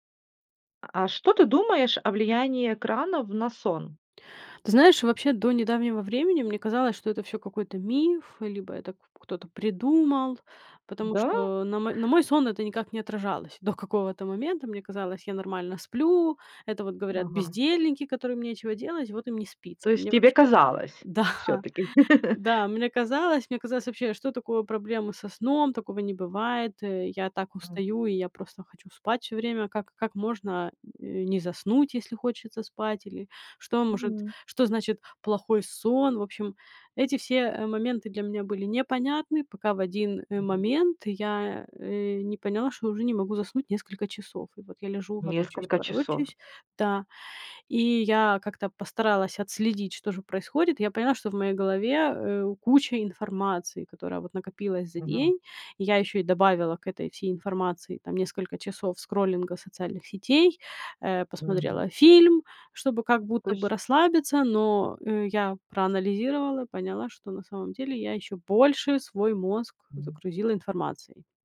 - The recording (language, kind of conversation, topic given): Russian, podcast, Что вы думаете о влиянии экранов на сон?
- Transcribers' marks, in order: other background noise; laughing while speaking: "какого-то"; laugh; laughing while speaking: "Да"